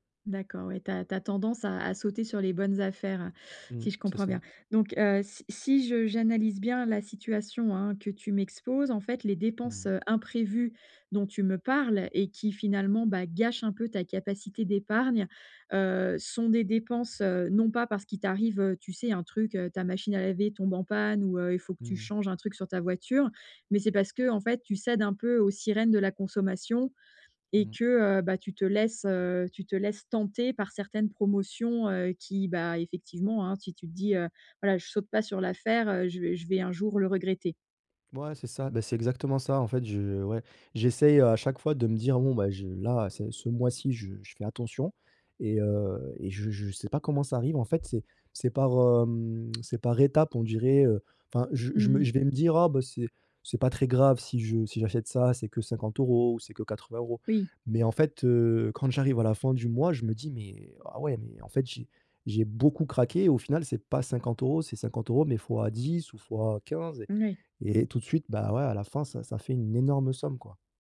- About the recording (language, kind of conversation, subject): French, advice, Comment puis-je équilibrer mon épargne et mes dépenses chaque mois ?
- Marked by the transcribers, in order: tapping; stressed: "beaucoup"